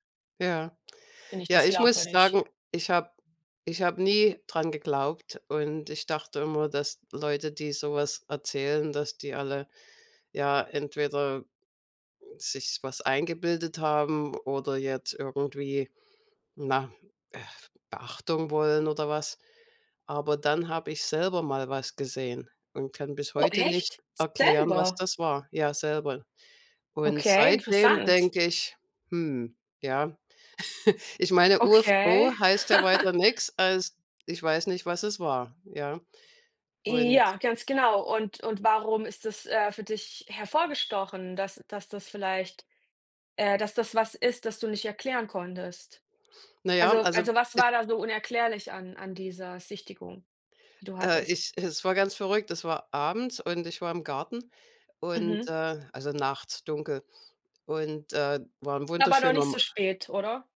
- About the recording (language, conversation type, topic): German, unstructured, Warum glaubst du, dass manche Menschen an UFOs glauben?
- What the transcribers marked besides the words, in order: other noise; chuckle; laugh; "Sichtung" said as "Sichtigung"